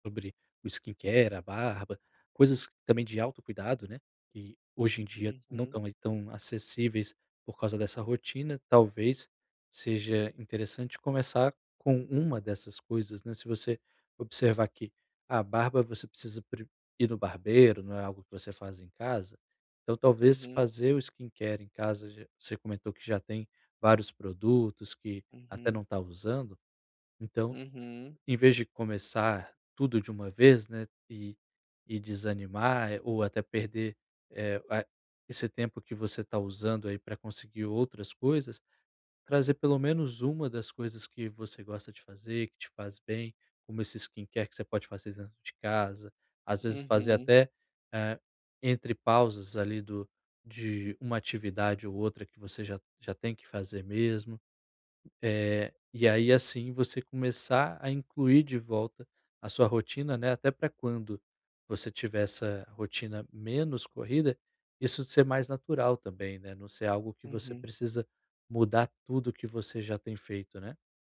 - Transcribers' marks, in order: in English: "skincare"; in English: "skincare"; in English: "skincare"
- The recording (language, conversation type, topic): Portuguese, advice, Como posso equilibrar minhas ambições com o autocuidado sem me esgotar?